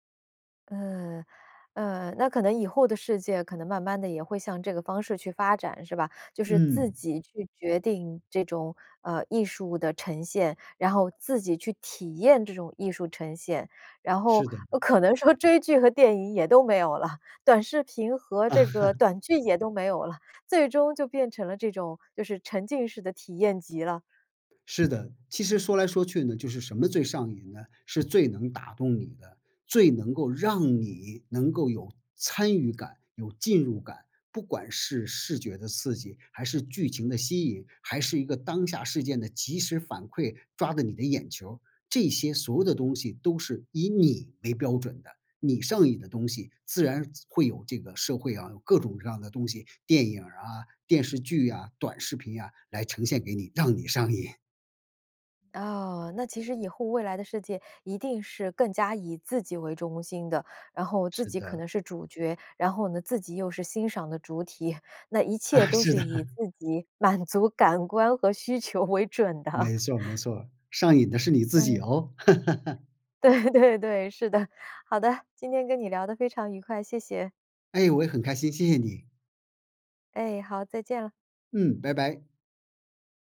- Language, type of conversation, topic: Chinese, podcast, 你觉得追剧和看电影哪个更上瘾？
- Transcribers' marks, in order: laughing while speaking: "追剧和电影也都没有了"; laugh; laughing while speaking: "瘾"; laughing while speaking: "啊，是的"; laugh; laughing while speaking: "感官和需求为准的"; laugh; laugh; laughing while speaking: "对，对，对"